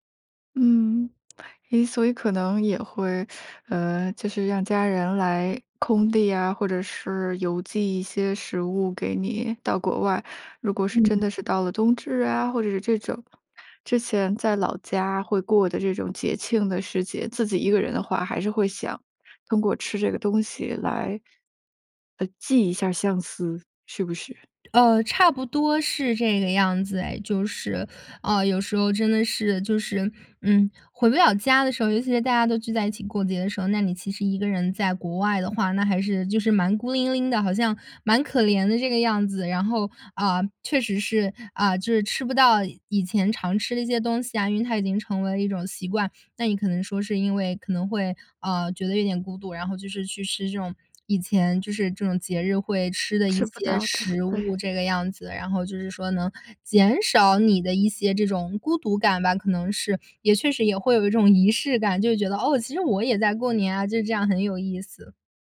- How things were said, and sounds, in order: teeth sucking; other background noise
- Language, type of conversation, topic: Chinese, podcast, 你家乡有哪些与季节有关的习俗？